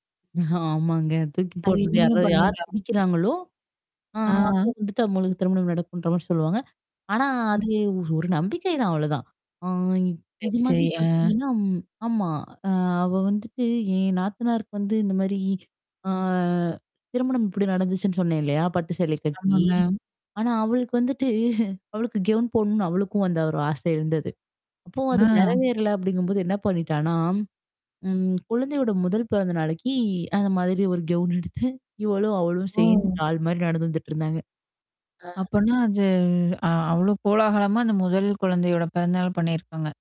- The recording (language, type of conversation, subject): Tamil, podcast, உங்கள் ஆடையில் ஏற்பட்ட ஒரு சிக்கலான தருணத்தைப் பற்றி ஒரு கதையைப் பகிர முடியுமா?
- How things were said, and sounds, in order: chuckle; laughing while speaking: "ஆமாங்க"; static; other background noise; background speech; distorted speech; tapping; chuckle; in English: "கவுன்"; laughing while speaking: "கவுன் எடுத்து"; in English: "கவுன்"; in English: "டால்"